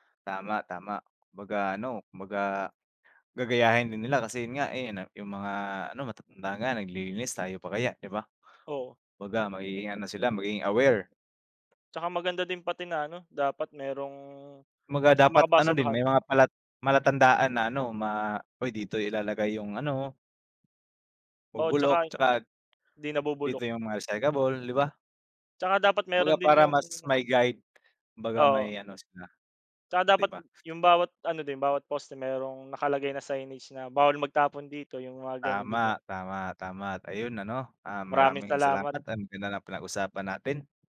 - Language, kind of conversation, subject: Filipino, unstructured, Ano ang mga simpleng paraan para mabawasan ang basura?
- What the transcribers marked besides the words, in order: fan; other background noise